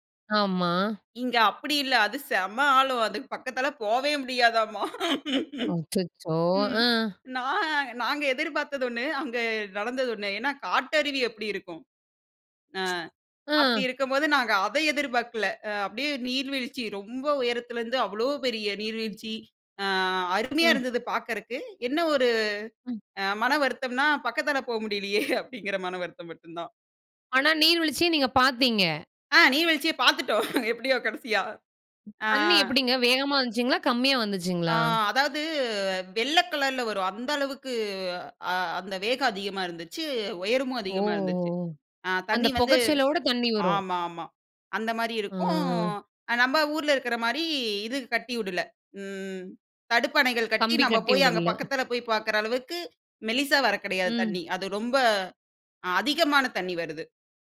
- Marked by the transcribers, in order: laughing while speaking: "அது செம்ம ஆழம். அதுக்கு பக்கத்தில போவே முடியாதாம்மா!"; laugh; tsk; "பாக்குறதுக்கு" said as "பாக்குறக்கு"; laughing while speaking: "முடியல்லயே! அப்பிடிங்கிற மனவருத்தம் மட்டும் தான்"; surprised: "ஆ நீர் வீழ்ச்சிய பார்த்துட்டோம். எப்படியோ கடைசியா"; chuckle; anticipating: "தண்ணி எப்படிங்க, வேகமா வந்துச்சுங்களா? கம்மியா வந்துச்சுங்களா?"; drawn out: "ஓ!"
- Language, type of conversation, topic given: Tamil, podcast, மீண்டும் செல்ல விரும்பும் இயற்கை இடம் எது, ஏன் அதை மீண்டும் பார்க்க விரும்புகிறீர்கள்?